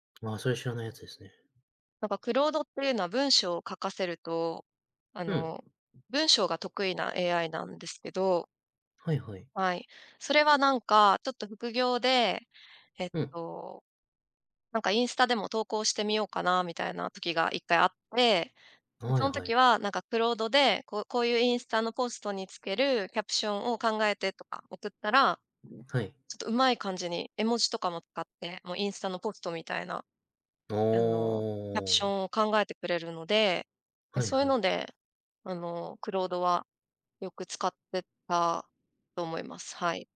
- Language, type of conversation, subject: Japanese, podcast, 普段、どのような場面でAIツールを使っていますか？
- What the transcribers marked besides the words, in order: tapping; other background noise